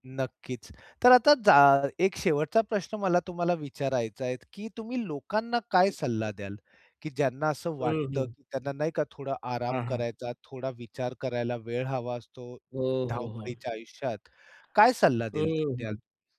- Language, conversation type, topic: Marathi, podcast, आराम करताना दोषी वाटू नये यासाठी तुम्ही काय करता?
- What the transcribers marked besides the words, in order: other background noise